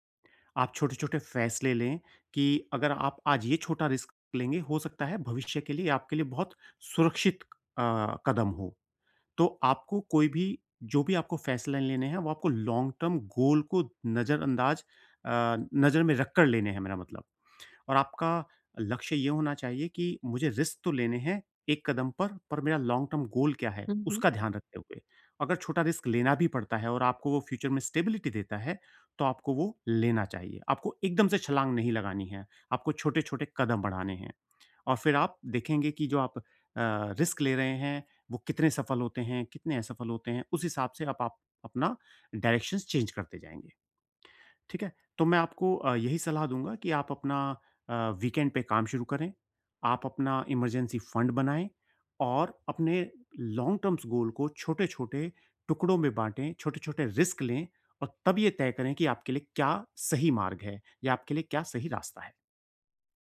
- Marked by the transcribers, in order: in English: "रिस्क"; tapping; in English: "लॉन्ग-टर्म गोल"; in English: "रिस्क"; in English: "लॉन्ग-टर्म गोल"; in English: "रिस्क"; in English: "फ्यूचर"; in English: "स्टेबिलिटी"; in English: "रिस्क"; in English: "डायरेक्शन्स चेंज"; in English: "वीकेंड"; in English: "इमरजेंसी फंड"; in English: "लॉन्ग टर्म्स गोल"; in English: "रिस्क"
- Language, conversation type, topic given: Hindi, advice, करियर में अर्थ के लिए जोखिम लिया जाए या स्थिरता चुनी जाए?